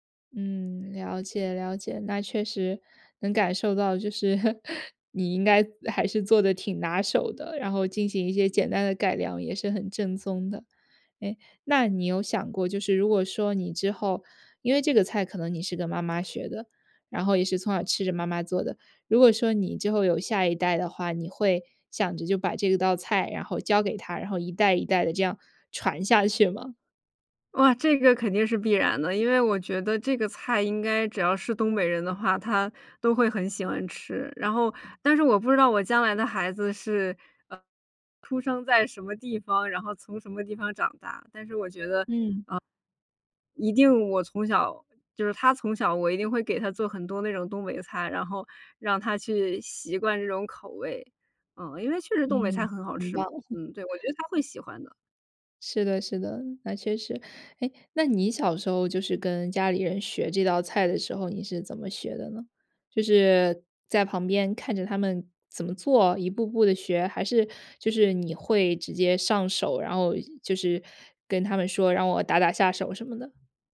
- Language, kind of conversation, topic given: Chinese, podcast, 家里哪道菜最能让你瞬间安心，为什么？
- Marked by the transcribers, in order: laugh; laugh